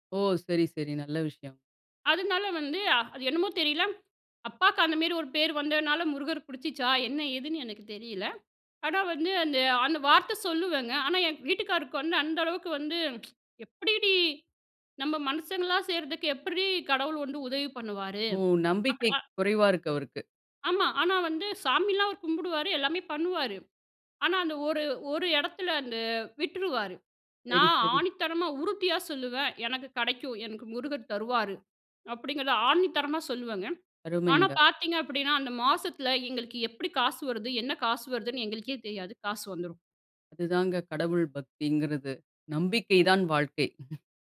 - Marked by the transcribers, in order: tapping; tsk
- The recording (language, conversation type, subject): Tamil, podcast, உங்கள் குழந்தைப் பருவத்தில் உங்களுக்கு உறுதுணையாக இருந்த ஹீரோ யார்?